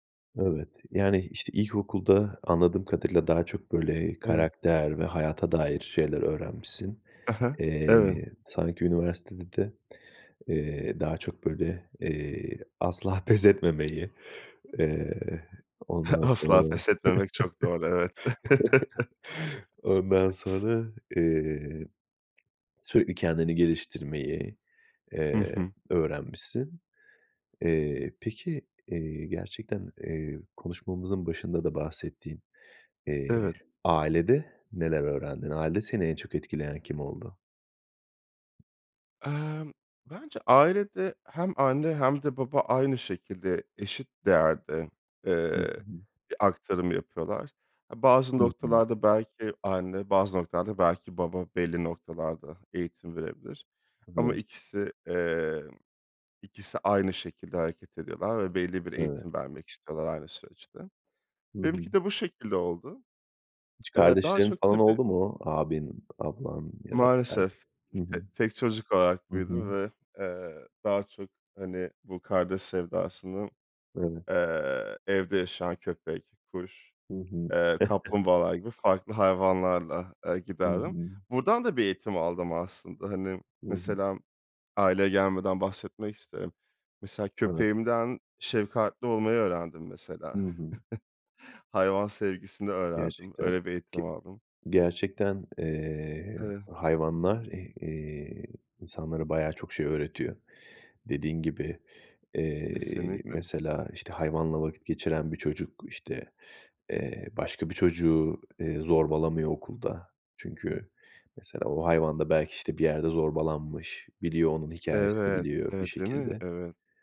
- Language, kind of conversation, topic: Turkish, podcast, Öğretmenlerin seni nasıl etkiledi?
- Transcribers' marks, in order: other background noise; laughing while speaking: "pes etmemeyi"; chuckle; chuckle; chuckle; chuckle; drawn out: "Evet"